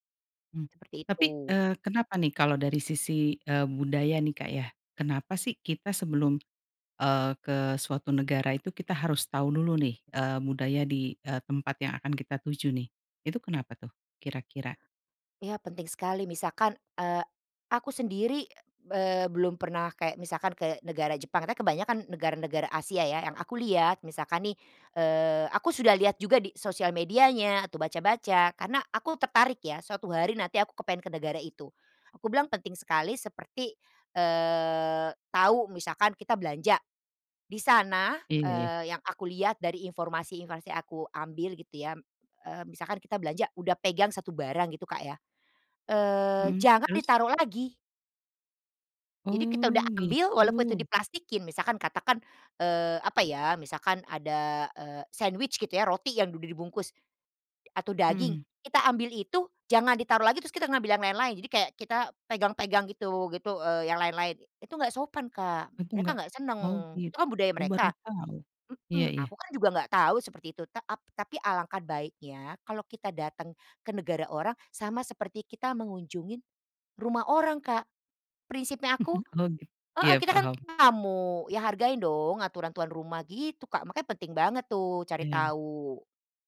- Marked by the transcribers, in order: tapping; in English: "sandwich"; chuckle
- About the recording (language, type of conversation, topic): Indonesian, podcast, Apa saran utama yang kamu berikan kepada orang yang baru pertama kali bepergian sebelum mereka berangkat?